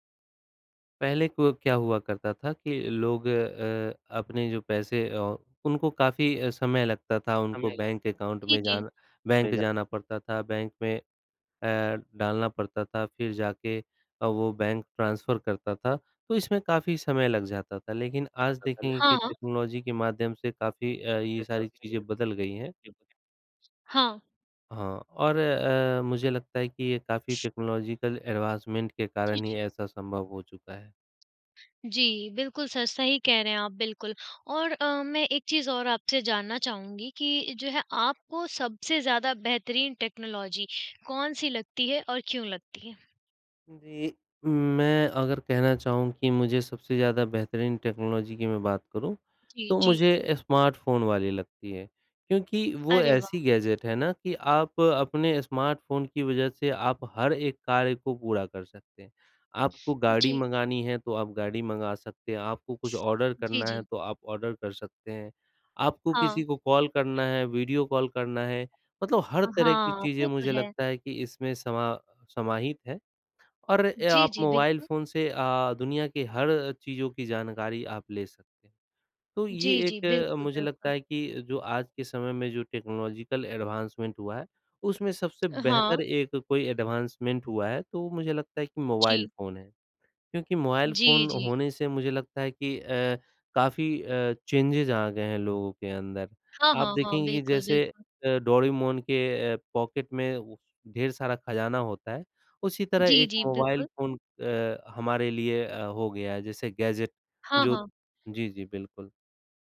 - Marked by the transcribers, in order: tapping; in English: "अकाउंट"; background speech; in English: "ट्रांसफर"; in English: "टेक्नोलॉजी"; in English: "टेक्नोलॉजिकल एडवांसमेंट"; other background noise; in English: "टेक्नोलॉजी"; in English: "टेक्नोलॉजी"; in English: "स्मार्टफ़ोन"; in English: "गैजेट"; in English: "स्मार्टफ़ोन"; in English: "ऑर्डर"; in English: "ऑर्डर"; in English: "कॉल"; in English: "वीडियो कॉल"; in English: "टेक्नोलॉजिकल एडवांसमेंट"; in English: "एडवांसमेंट"; in English: "चेंजेस"; in English: "पॉकेट"; in English: "गैजेट"
- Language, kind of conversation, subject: Hindi, unstructured, आपके जीवन में प्रौद्योगिकी ने क्या-क्या बदलाव किए हैं?